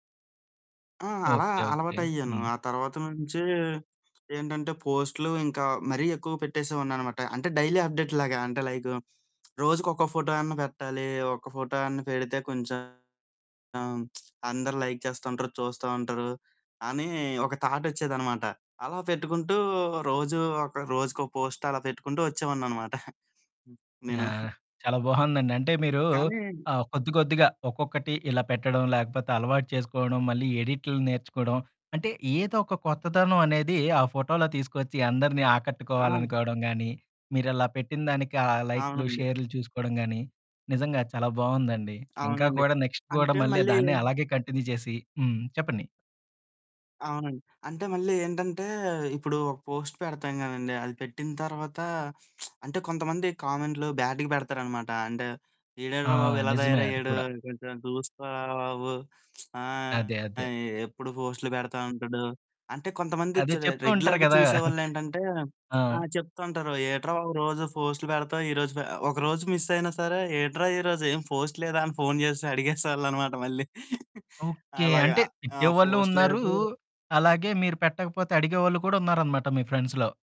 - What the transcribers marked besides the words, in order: static; other background noise; in English: "డైలీ అప్డేట్‌లాగా"; lip smack; distorted speech; lip smack; in English: "లైక్"; in English: "పోస్ట్"; giggle; in English: "నెక్స్ట్"; in English: "కంటిన్యూ"; in English: "పోస్ట్"; lip smack; lip smack; in English: "రెగ్యులర్‌గా"; giggle; in English: "పోస్ట్"; chuckle; in English: "పోస్ట్"; in English: "ఫ్రెండ్స్‌లో"
- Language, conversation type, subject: Telugu, podcast, మీ పని ఆన్‌లైన్‌లో పోస్ట్ చేసే ముందు మీకు ఎలాంటి అనుభూతి కలుగుతుంది?